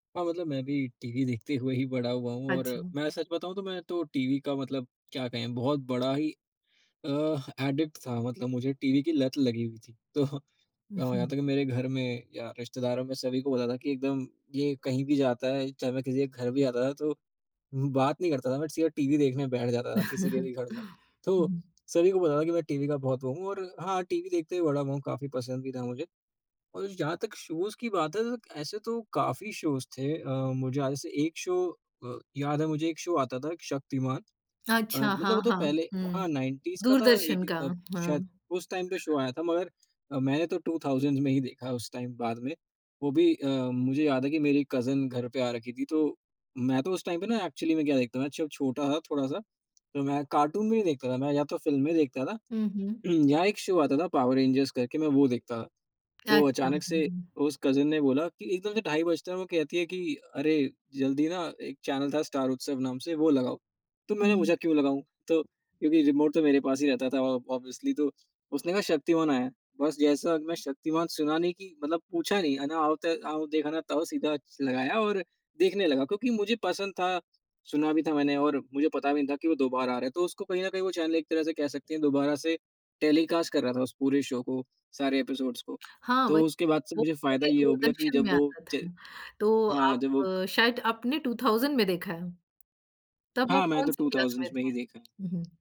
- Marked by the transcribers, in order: tapping; in English: "एडिक्ट"; laughing while speaking: "तो"; chuckle; in English: "बट"; chuckle; in English: "शोज़"; in English: "शोज़"; in English: "शो"; in English: "शो"; in English: "नाइन्टीज़"; in English: "ऐटी"; in English: "टाइम"; other background noise; in English: "शो"; in English: "टू थाउज़ंड्स"; in English: "टाइम"; in English: "कज़िन"; in English: "टाइम"; in English: "एक्चुअली"; in English: "शो"; in English: "कज़िन"; in English: "ऑब ऑब्वियसली"; in English: "टेलीकास्ट"; in English: "शो"; tongue click; in English: "एपिसोड्स"; in English: "टू थाउज़ंड"; in English: "क्लास"; in English: "टू थाउज़ंड्स"
- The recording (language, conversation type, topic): Hindi, podcast, आपके बचपन का सबसे यादगार टेलीविज़न कार्यक्रम कौन सा था?